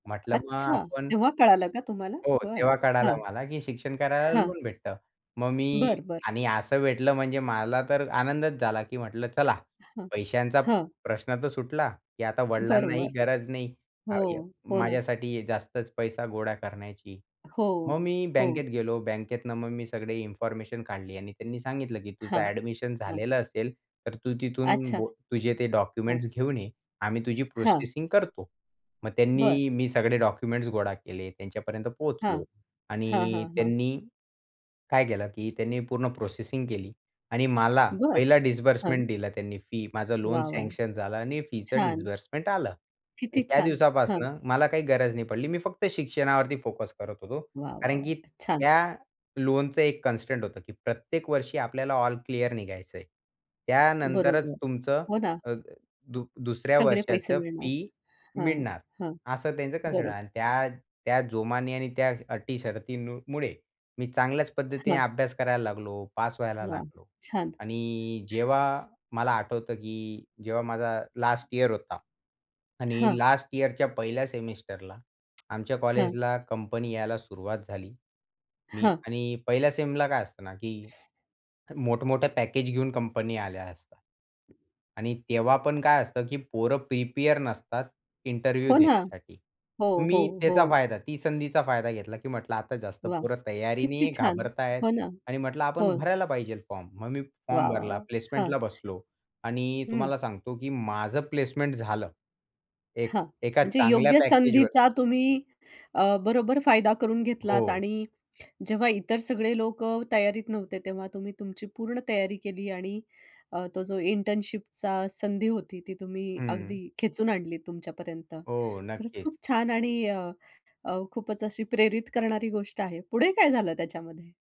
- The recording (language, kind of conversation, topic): Marathi, podcast, कुटुंबाच्या अपेक्षा एखाद्याच्या यशावर किती प्रभाव टाकतात?
- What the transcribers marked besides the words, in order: tapping; other background noise; unintelligible speech; in English: "प्रोसेसिंग"; in English: "प्रोसेसिंग"; in English: "कन्स्टंट"; in English: "कन्सिडर"; other noise; in English: "प्रिपेअर"; in English: "इंटरव्ह्यू"; in English: "पॅकेजवर"